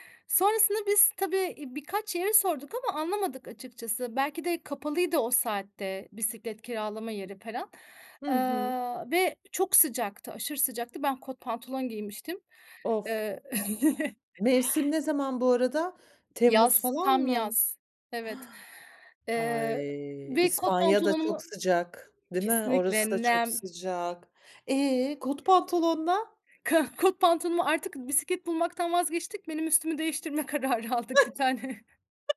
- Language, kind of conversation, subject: Turkish, podcast, Turist rotasının dışına çıktığın bir anını anlatır mısın?
- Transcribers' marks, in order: tapping; chuckle; gasp; other background noise; laughing while speaking: "kararı aldık. bir tane"; chuckle